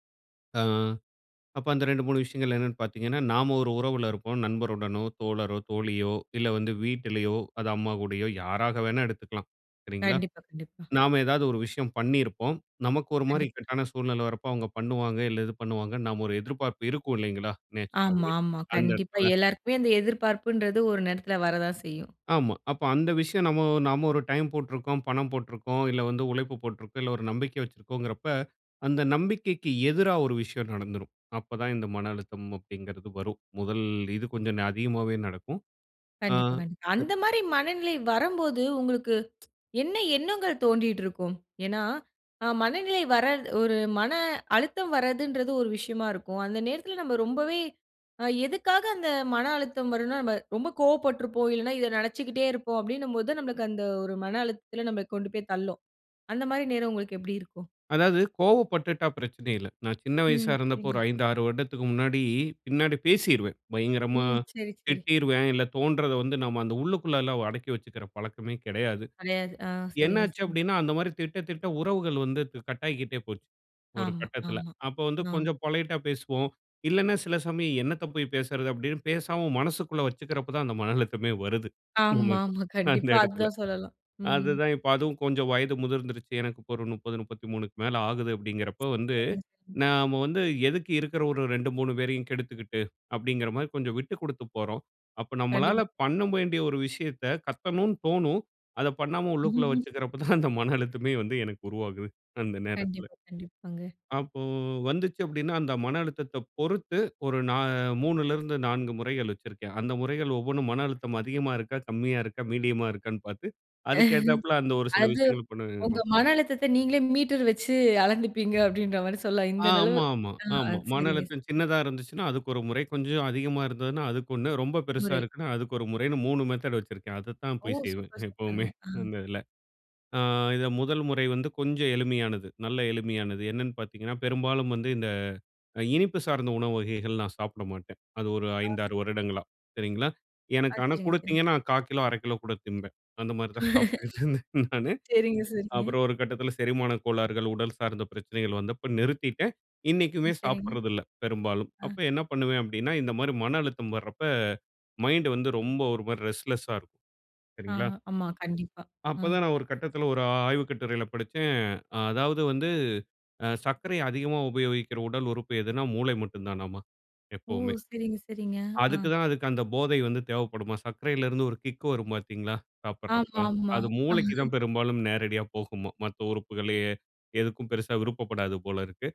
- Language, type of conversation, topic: Tamil, podcast, மனஅழுத்தம் வந்தால் நீங்கள் முதலில் என்ன செய்கிறீர்கள்?
- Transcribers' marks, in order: drawn out: "முதல்"; unintelligible speech; laughing while speaking: "மன அழுத்தமே"; "நமக்கு" said as "நம"; laughing while speaking: "அந்த இடத்தில"; laughing while speaking: "கண்டிப்பா அது தான் சொல்லலாம்"; unintelligible speech; "பண்ண" said as "பண்ணம்"; laugh; laughing while speaking: "அந்த மன அழுத்தமே"; laughing while speaking: "அது உங்க மன அழுத்தத்தை நீங்களே … அது சரிங்க. ச"; "இந்த அளவு" said as "இந்தனளவு"; laughing while speaking: "எப்பவுமே அந்த இதில"; drawn out: "ஆ"; laughing while speaking: "சரிங்க, சரிங்க"; laughing while speaking: "சாப்பிட்டுட்டு இருந்தேன் நானு"; in English: "ரெஸ்ட்லெஸ்‌சா"; chuckle